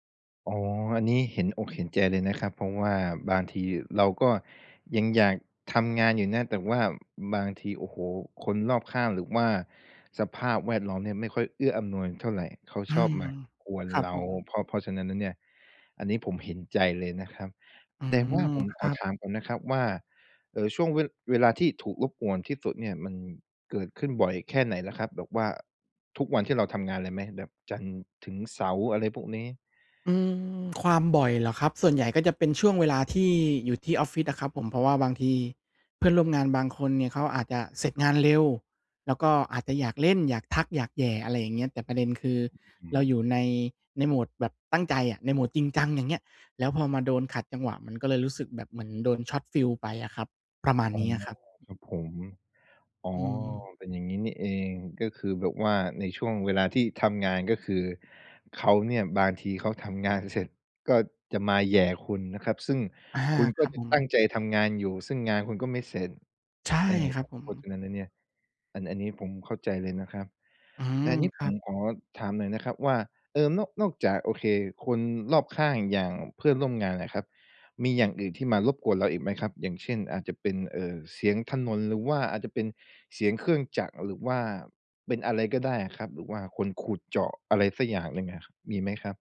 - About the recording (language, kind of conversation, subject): Thai, advice, จะทำอย่างไรให้มีสมาธิกับงานสร้างสรรค์เมื่อถูกรบกวนบ่อยๆ?
- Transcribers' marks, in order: in English: "Shot Feel"